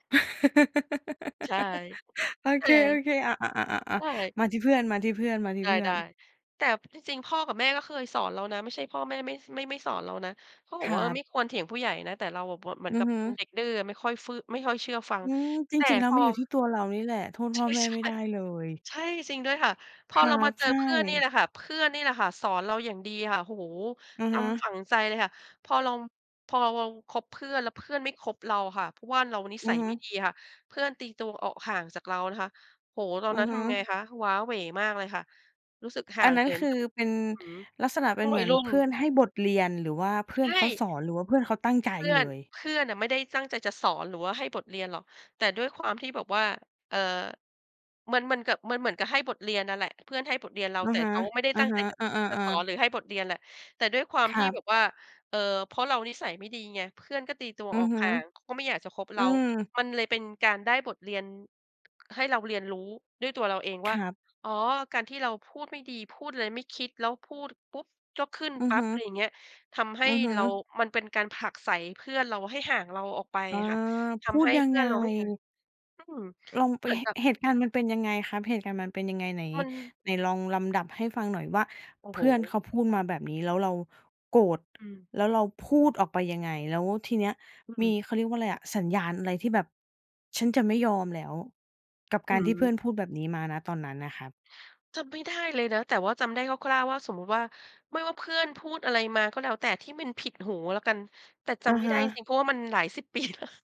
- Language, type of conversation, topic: Thai, podcast, ควรทำอย่างไรเมื่อมีคนพูดอะไรบางอย่างแล้วคุณโกรธขึ้นมาทันที?
- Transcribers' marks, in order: laugh; laughing while speaking: "โอเค ๆ"; laughing while speaking: "ใช่ ๆ"; other background noise; tapping; laughing while speaking: "ปีแล้ว"